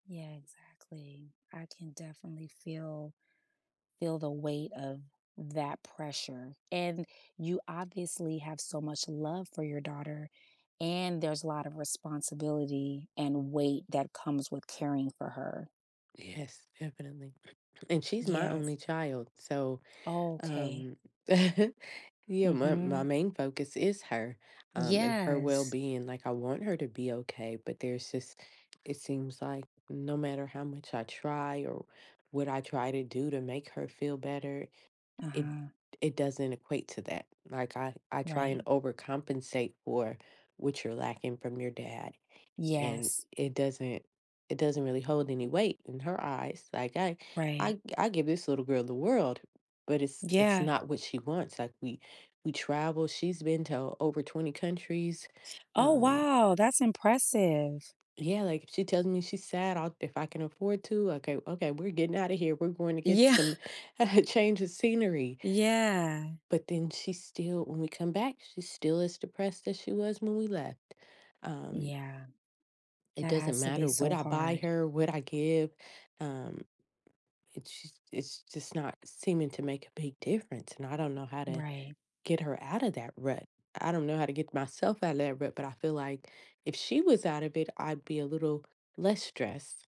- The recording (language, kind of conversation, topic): English, advice, How can I reduce stress while balancing parenting, work, and my relationship?
- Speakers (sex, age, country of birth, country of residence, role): female, 40-44, United States, United States, user; female, 45-49, United States, United States, advisor
- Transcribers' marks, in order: sad: "Yes, definitely"; throat clearing; chuckle; laughing while speaking: "Yeah"; chuckle; drawn out: "Yeah"; sad: "Um, it's just it's just … know how to"